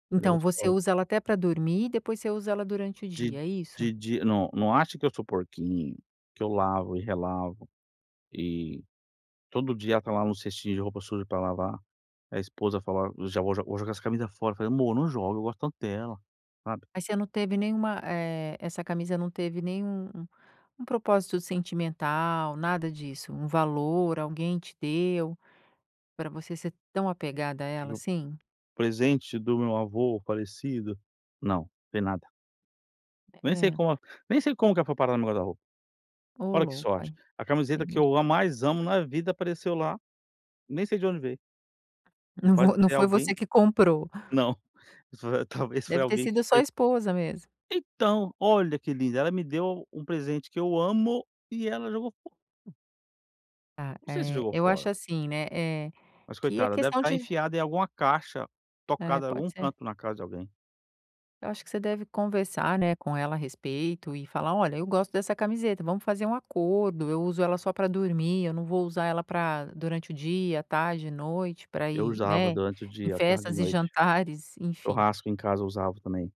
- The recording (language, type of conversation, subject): Portuguese, advice, Como posso desapegar de objetos que têm valor sentimental?
- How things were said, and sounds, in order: tapping; unintelligible speech; chuckle